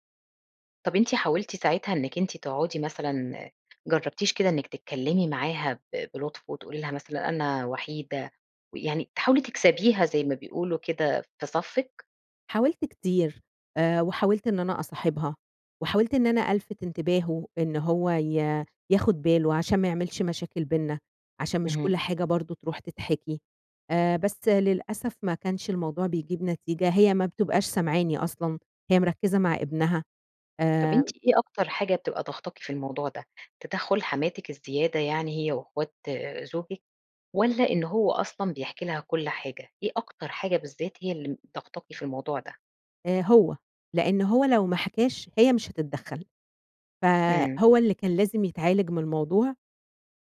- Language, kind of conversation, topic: Arabic, advice, إزاي ضغوط العيلة عشان أمشي مع التقاليد بتخلّيني مش عارفة أكون على طبيعتي؟
- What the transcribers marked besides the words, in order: none